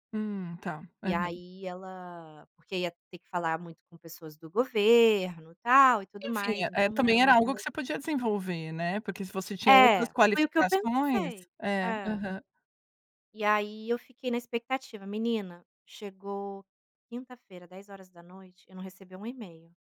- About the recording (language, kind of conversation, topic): Portuguese, advice, Como você se sentiu após receber uma rejeição em uma entrevista importante?
- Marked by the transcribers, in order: other background noise